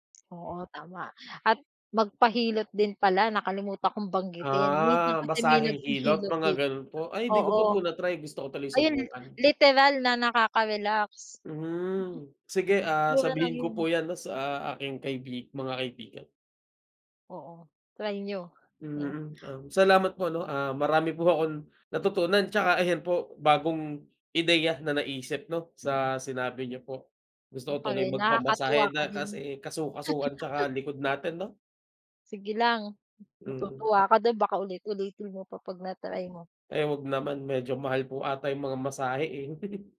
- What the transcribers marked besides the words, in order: other background noise; laugh; laugh
- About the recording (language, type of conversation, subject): Filipino, unstructured, Ano ang paborito mong paraan para makapagpahinga at makapagpanibagong-lakas?